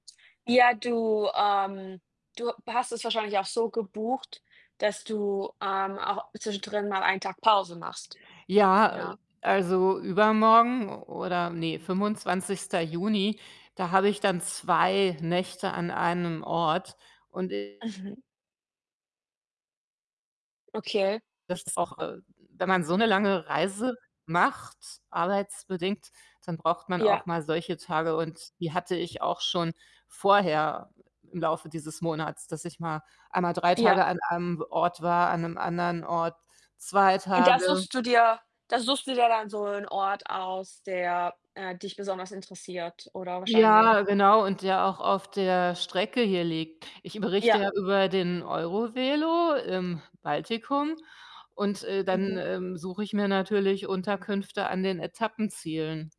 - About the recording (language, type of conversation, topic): German, unstructured, Wie entspannst du dich nach der Arbeit?
- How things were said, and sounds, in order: other background noise; static; distorted speech